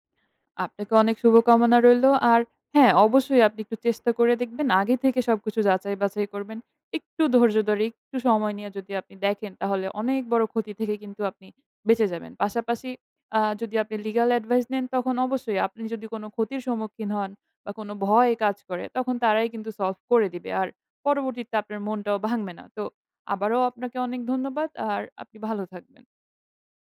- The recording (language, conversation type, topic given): Bengali, advice, আপনি কেন প্রায়ই কোনো প্রকল্প শুরু করে মাঝপথে থেমে যান?
- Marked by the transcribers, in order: anticipating: "তাহলে অনেক বড় ক্ষতি থেকে কিন্তু আপনি বেঁচে যাবেন"; in English: "legal advice"; in English: "solve"